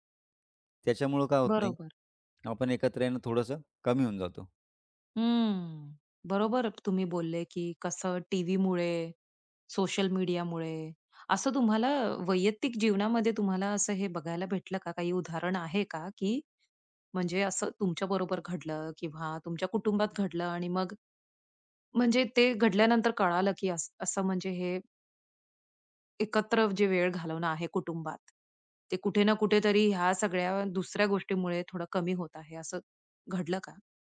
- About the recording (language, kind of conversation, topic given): Marathi, podcast, कुटुंबासाठी एकत्र वेळ घालवणे किती महत्त्वाचे आहे?
- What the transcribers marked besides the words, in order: tapping